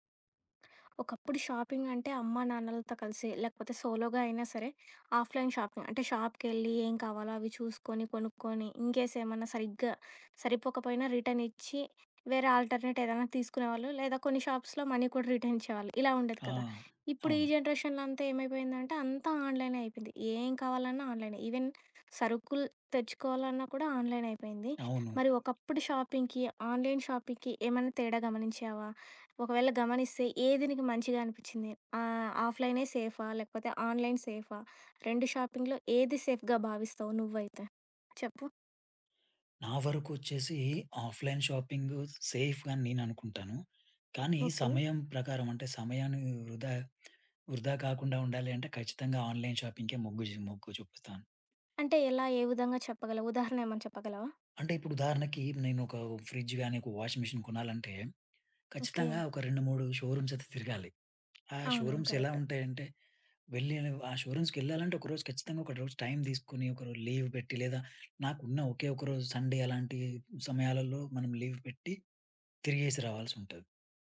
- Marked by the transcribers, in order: in English: "షాపింగ్"; in English: "సోలోగా"; in English: "ఆఫ్‌లైన్ షాపింగ్"; in English: "షాప్‌కెళ్లి"; in English: "ఇన్‌కేస్"; in English: "రిటర్న్"; in English: "ఆల్టర్నేట్"; in English: "షాప్స్‌లో మనీ"; in English: "రిటర్న్"; tapping; in English: "జనరేషన్‌లో"; in English: "ఈవెన్"; in English: "ఆన్‌లైన్"; in English: "షాపింగ్‌కి, ఆన్‌లైన్ షాపింగ్‌కి"; in English: "ఆన్‌లైన్"; in English: "షాపింగ్‌లో"; in English: "సేఫ్‌గా"; other background noise; in English: "ఆఫ్‌లైన్"; in English: "సేఫ్‌గా"; in English: "ఆన్‌లైన్ షాపింగ్‌కే"; in English: "ఫ్రిడ్జ్"; in English: "వాషింగ్ మిషన్"; in English: "షోరూమ్స్"; in English: "షోరూమ్స్"; in English: "షోరూమ్స్‌కెళ్ళాలంటే"; in English: "లీవ్"; in English: "సండే"; in English: "లీవ్"
- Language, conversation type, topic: Telugu, podcast, ఆన్‌లైన్ షాపింగ్‌లో మీరు ఎలా సురక్షితంగా ఉంటారు?